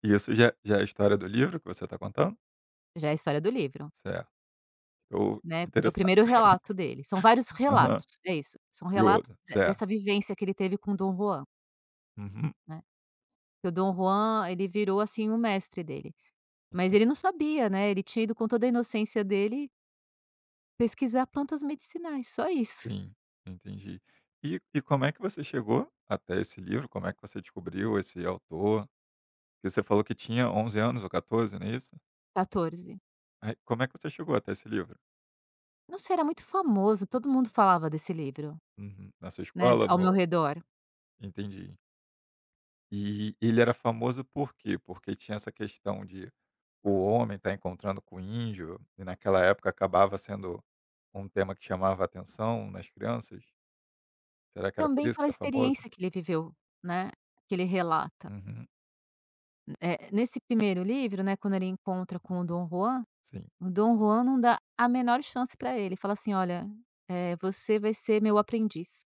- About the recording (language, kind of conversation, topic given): Portuguese, podcast, Qual personagem de livro mais te marcou e por quê?
- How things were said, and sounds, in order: laugh; tapping